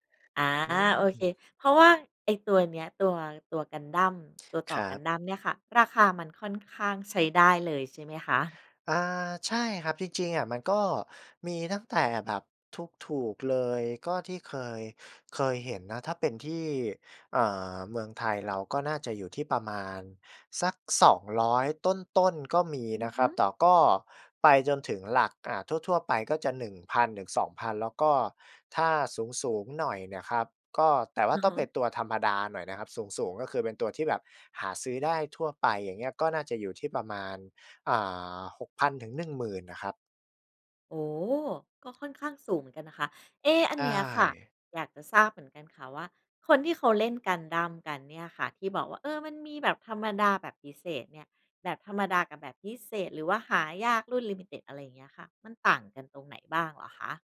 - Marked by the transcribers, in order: other background noise; in English: "limited"
- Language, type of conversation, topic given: Thai, podcast, อะไรคือความสุขเล็กๆ ที่คุณได้จากการเล่นหรือการสร้างสรรค์ผลงานของคุณ?